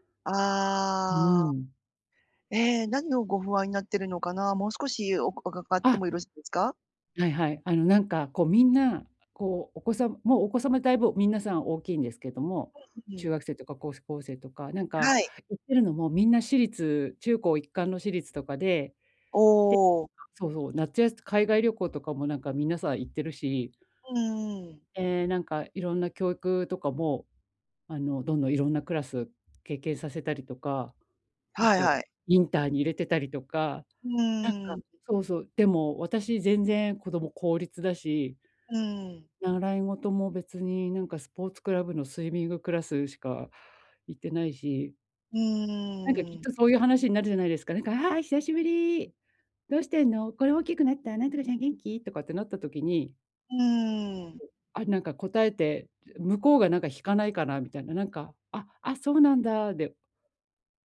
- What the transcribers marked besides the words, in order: "お伺っても" said as "おかがかっても"; unintelligible speech; "高校生" said as "こうすこうせい"; unintelligible speech; tapping; other noise
- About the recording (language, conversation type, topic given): Japanese, advice, 友人の集まりで孤立しないためにはどうすればいいですか？